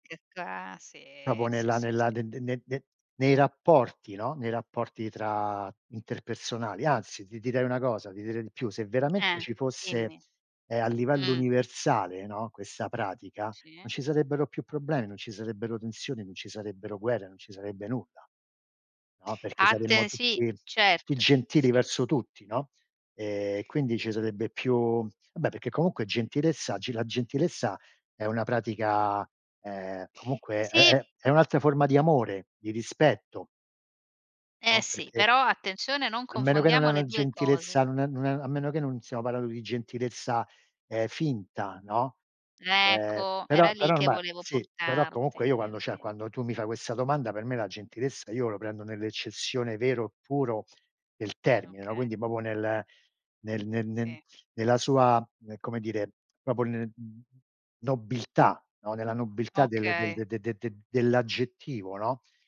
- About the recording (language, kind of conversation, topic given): Italian, unstructured, Qual è il ruolo della gentilezza nella tua vita?
- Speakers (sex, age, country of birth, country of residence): female, 35-39, Italy, Italy; male, 60-64, Italy, United States
- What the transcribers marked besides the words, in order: "Proprio" said as "propo"; tapping; "cioè" said as "ceh"; "proprio" said as "popo"; "proprio" said as "popo"